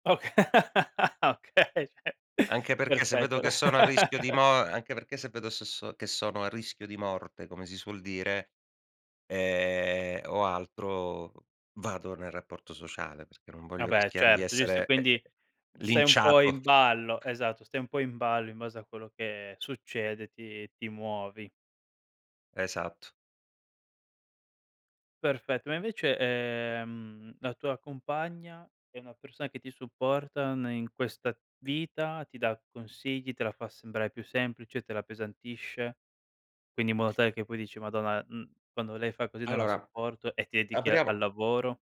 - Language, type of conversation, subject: Italian, podcast, Come bilanci la vita privata e l’ambizione professionale?
- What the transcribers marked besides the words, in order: laughing while speaking: "Ok Ah, okay, ceh"; laugh; "cioè" said as "ceh"; laugh; other background noise